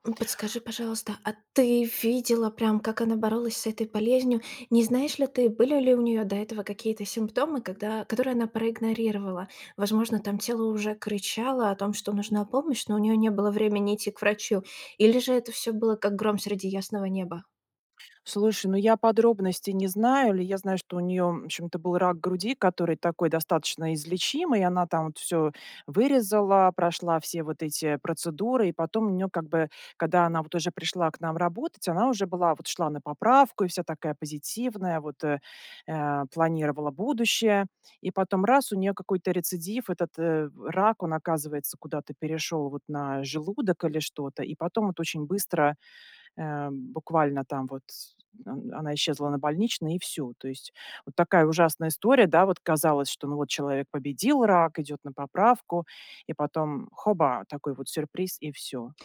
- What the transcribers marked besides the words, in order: tapping; other background noise
- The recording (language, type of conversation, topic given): Russian, advice, Как вы справляетесь с навязчивыми переживаниями о своём здоровье, когда реальной угрозы нет?